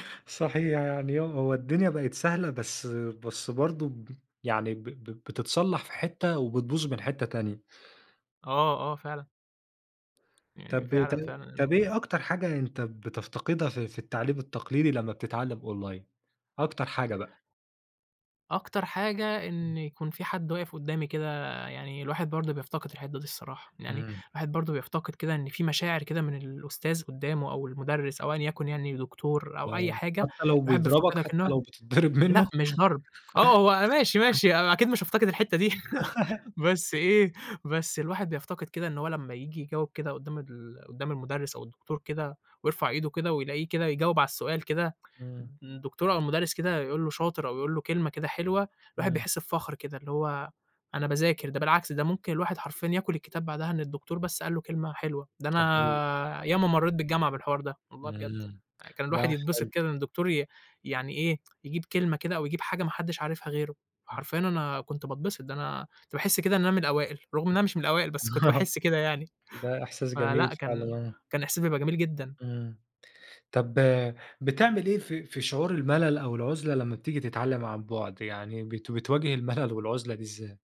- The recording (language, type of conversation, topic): Arabic, podcast, إيه رأيك في التعلّم عن بُعد مقارنة بالمدرسة التقليدية؟
- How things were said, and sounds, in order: in English: "Online"; unintelligible speech; laughing while speaking: "بتضّرب منه؟"; giggle; tapping; giggle; laughing while speaking: "آه"